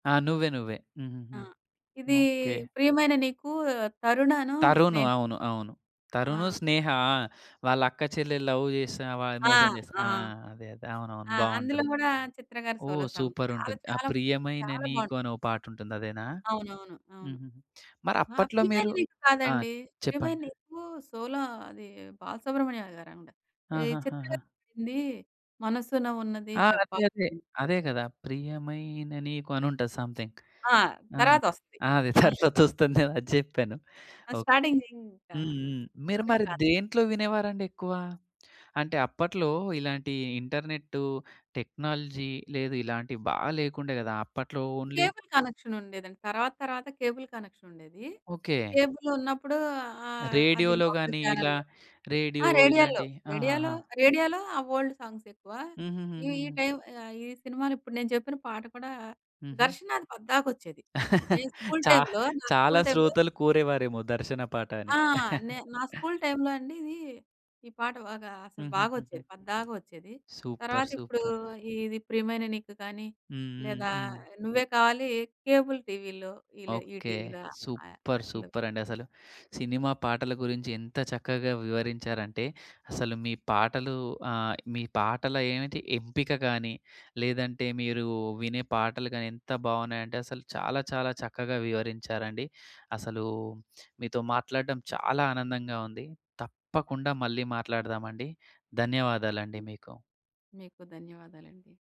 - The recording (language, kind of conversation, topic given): Telugu, podcast, మీ పాటల ఎంపికలో సినిమా పాటలే ఎందుకు ఎక్కువగా ఉంటాయి?
- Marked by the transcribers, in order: in English: "లవ్"; in English: "సోలో సాంగ్"; in English: "సోలో"; in English: "సమ్‌థింగ్"; laughing while speaking: "తర్వాతొస్తుందేమో అది జెప్పాను"; in English: "స్టార్టింగ్"; in English: "టెక్నాలజీ"; in English: "ఓన్లీ"; in English: "లోకల్"; in English: "ఓల్డ్"; in English: "స్కూల్ టైమ్‌లో నాకు స్కూల్ టైమ్‌లో"; chuckle; in English: "స్కూల్ టై‌మ్‌లో"; in English: "సూపర్. సూపర్"; in English: "సూపర్"